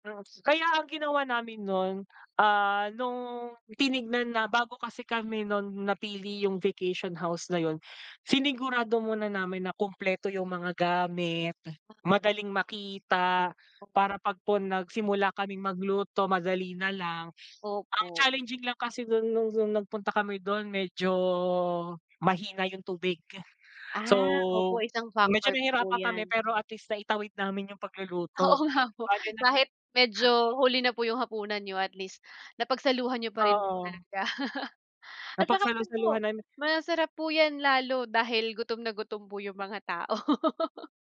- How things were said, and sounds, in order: other background noise; tapping; laugh; laugh
- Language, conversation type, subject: Filipino, unstructured, Ano ang pinakatumatak na karanasan mo sa pagluluto ng paborito mong ulam?